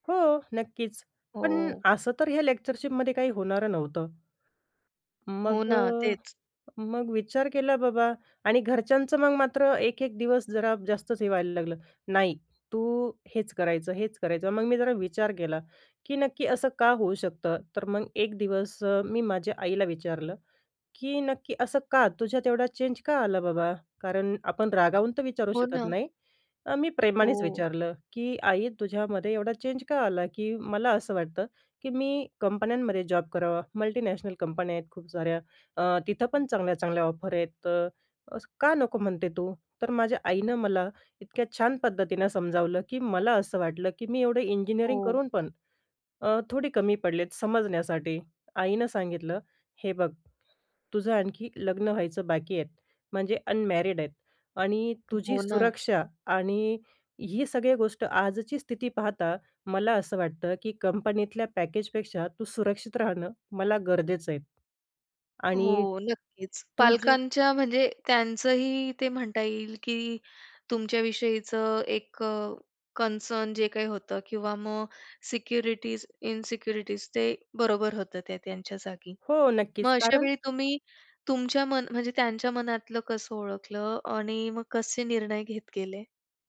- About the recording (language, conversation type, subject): Marathi, podcast, बाह्य अपेक्षा आणि स्वतःच्या कल्पनांमध्ये सामंजस्य कसे साधावे?
- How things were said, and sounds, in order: in English: "लेक्चरशिपमधे"; tapping; stressed: "नाही"; anticipating: "की नक्की असं का होऊ शकतं?"; in English: "चेंज"; in English: "चेंज"; in English: "मल्टिनॅशनल"; in English: "ऑफर"; other background noise; in English: "अनमॅरिड"; in English: "पॅकेजपेक्षा"; in English: "कन्सर्न"; in English: "सिक्युरिटीज, इनसिक्युरिटीज"